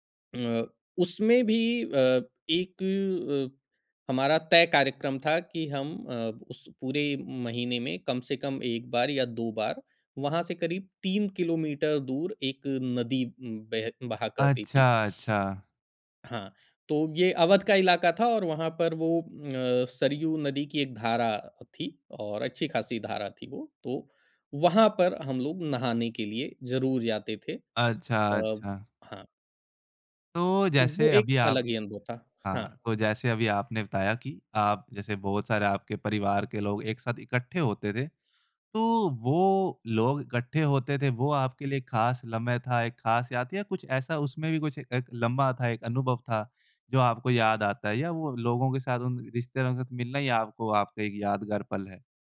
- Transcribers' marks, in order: none
- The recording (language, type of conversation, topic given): Hindi, podcast, बचपन की वह कौन-सी याद है जो आज भी आपके दिल को छू जाती है?